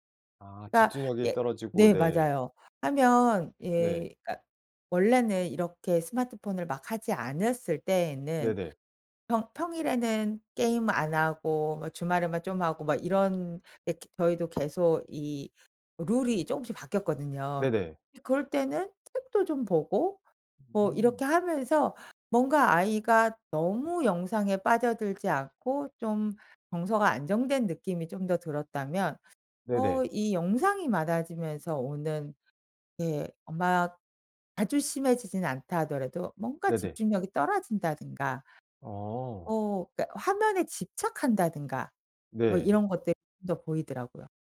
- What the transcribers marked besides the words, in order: other background noise; tapping
- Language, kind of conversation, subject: Korean, podcast, 아이들의 화면 시간을 어떻게 관리하시나요?